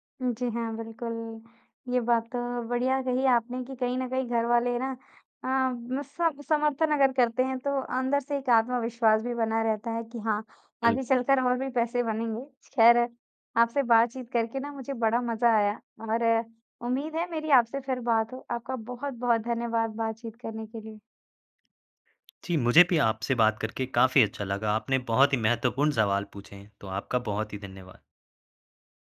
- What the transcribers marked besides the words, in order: none
- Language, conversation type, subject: Hindi, podcast, किस कौशल ने आपको कमाई का रास्ता दिखाया?